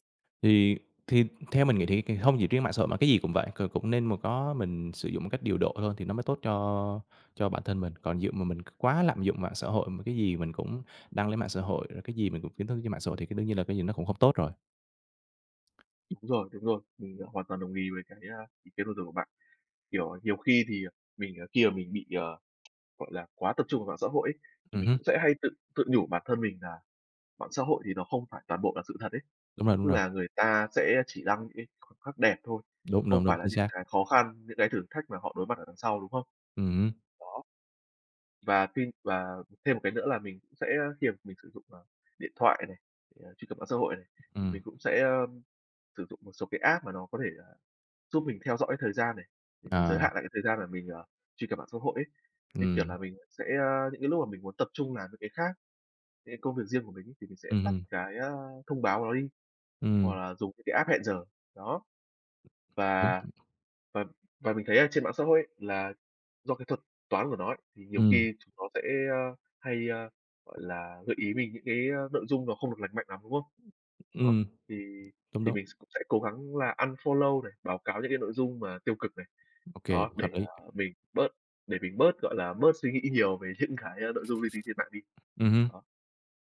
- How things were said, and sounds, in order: other background noise; tapping; unintelligible speech; in English: "app"; unintelligible speech; in English: "app"; in English: "unfollow"
- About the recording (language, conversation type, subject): Vietnamese, unstructured, Bạn thấy ảnh hưởng của mạng xã hội đến các mối quan hệ như thế nào?